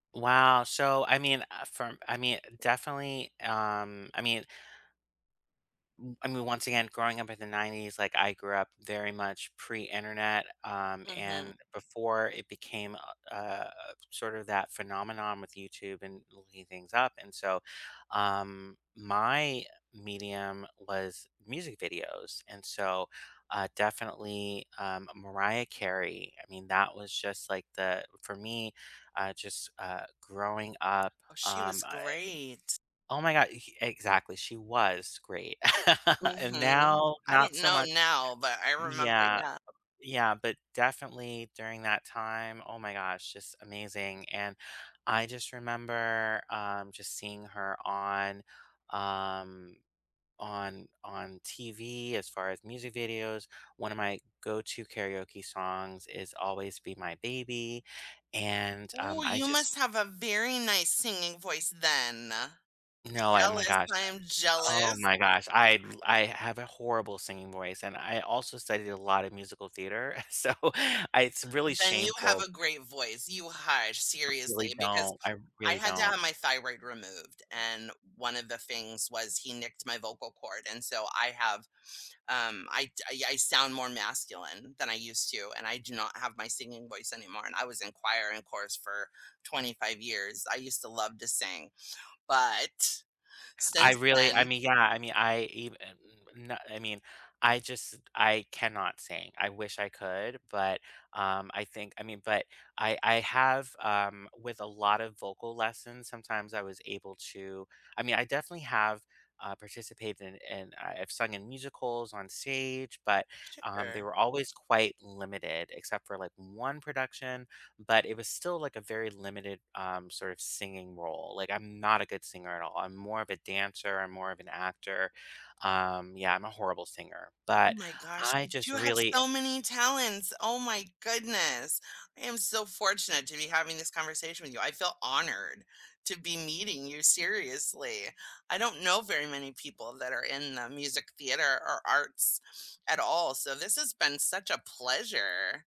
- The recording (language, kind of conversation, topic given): English, unstructured, What kind of music lifts your mood on tough days?
- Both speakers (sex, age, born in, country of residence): female, 50-54, United States, United States; male, 35-39, United States, United States
- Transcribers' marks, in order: other background noise; chuckle; chuckle; laughing while speaking: "so"